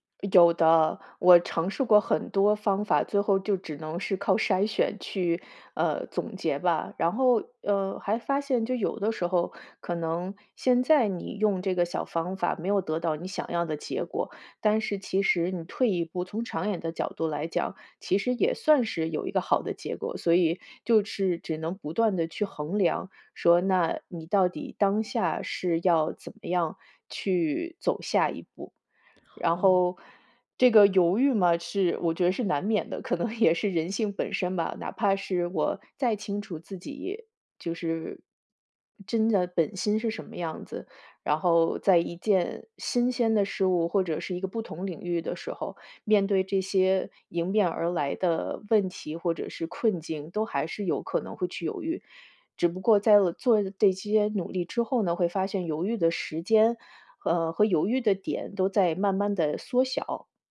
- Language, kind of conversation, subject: Chinese, podcast, 你有什么办法能帮自己更快下决心、不再犹豫吗？
- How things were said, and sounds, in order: laughing while speaking: "可能也是"